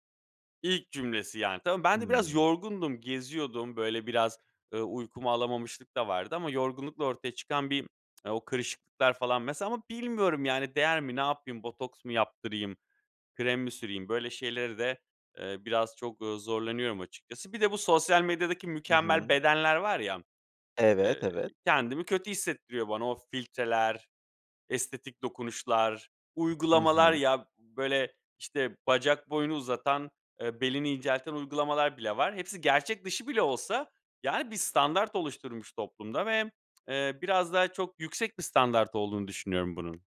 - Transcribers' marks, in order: tsk; other background noise
- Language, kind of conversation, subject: Turkish, advice, Dış görünüşün ve beden imajınla ilgili hissettiğin baskı hakkında neler hissediyorsun?